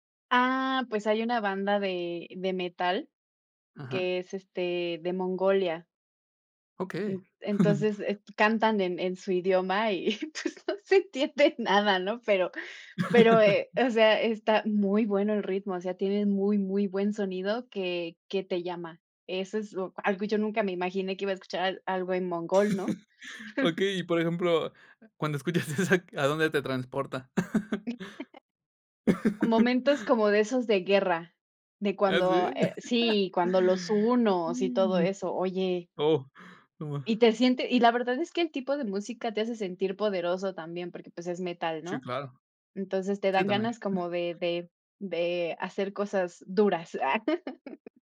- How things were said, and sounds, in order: chuckle; laughing while speaking: "pues, no se entiende nada"; laugh; laugh; chuckle; laughing while speaking: "esa"; chuckle; chuckle; laugh; other noise; other background noise; stressed: "duras"; laughing while speaking: "ah"
- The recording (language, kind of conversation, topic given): Spanish, podcast, ¿Qué papel juega el idioma de las canciones en las listas que sueles escuchar?